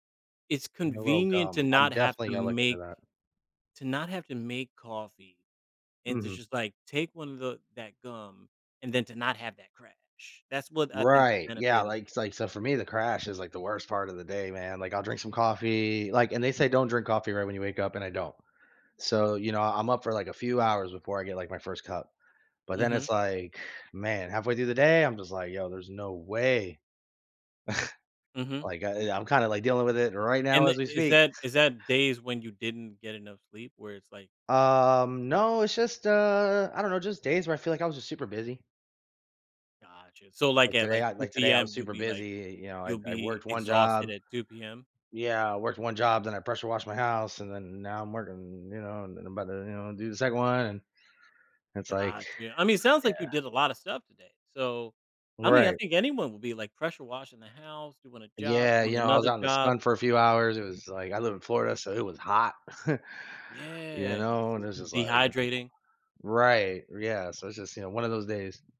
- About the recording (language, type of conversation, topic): English, advice, How can I make my leisure time feel more satisfying when I often feel restless?
- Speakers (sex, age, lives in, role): male, 35-39, United States, advisor; male, 35-39, United States, user
- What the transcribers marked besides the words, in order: scoff; drawn out: "Um"; put-on voice: "working, you know, and then … the second one"; scoff; unintelligible speech